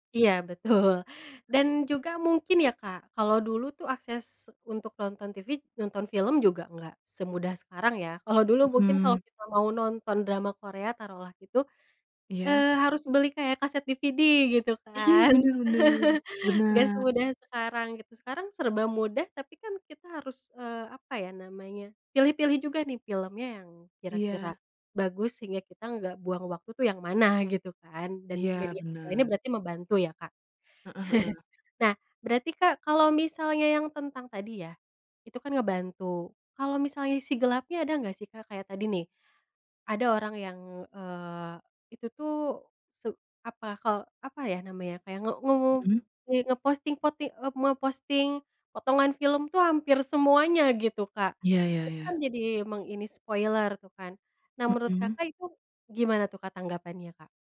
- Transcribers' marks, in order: laughing while speaking: "betul"; other background noise; laughing while speaking: "Iya"; chuckle; chuckle; in English: "spoiler"
- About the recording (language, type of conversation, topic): Indonesian, podcast, Bagaimana media sosial memengaruhi popularitas acara televisi?